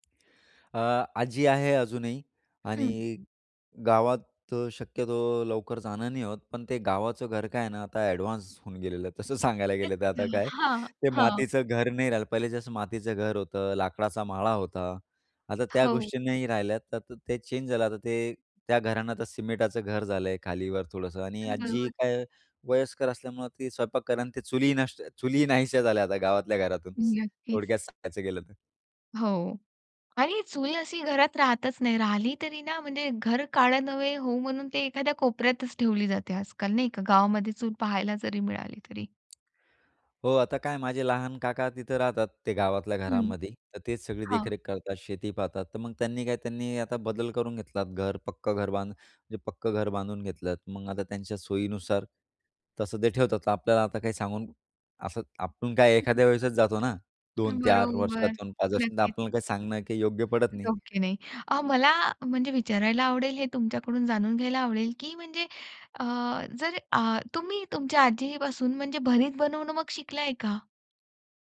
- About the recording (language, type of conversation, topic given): Marathi, podcast, तुझ्या आजी-आजोबांच्या स्वयंपाकातली सर्वात स्मरणीय गोष्ट कोणती?
- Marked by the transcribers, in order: other background noise; laughing while speaking: "तसं सांगायला"; laughing while speaking: "नाहीशा"; tapping; chuckle; other noise; laughing while speaking: "ओके, नाही"